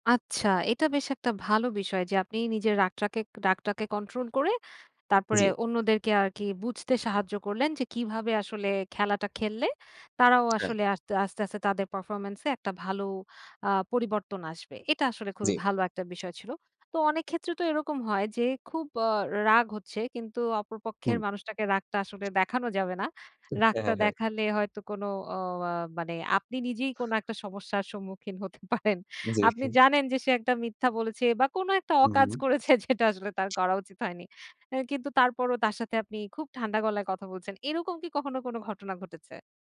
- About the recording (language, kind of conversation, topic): Bengali, podcast, আবেগ নিয়ন্ত্রণ করে কীভাবে ভুল বোঝাবুঝি কমানো যায়?
- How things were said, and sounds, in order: tapping; other background noise; laughing while speaking: "পারেন"; laughing while speaking: "করেছে যেটা আসলে তার"